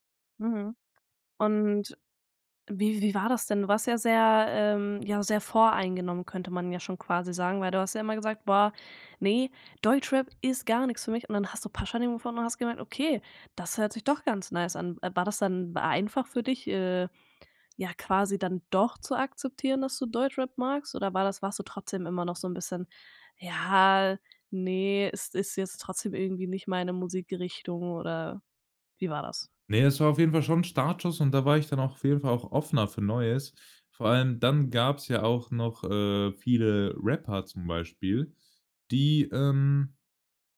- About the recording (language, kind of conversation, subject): German, podcast, Welche Musik hat deine Jugend geprägt?
- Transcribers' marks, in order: in English: "nice"; stressed: "doch"; put-on voice: "ja, ne, es ist jetzt trotzdem irgendwie nicht"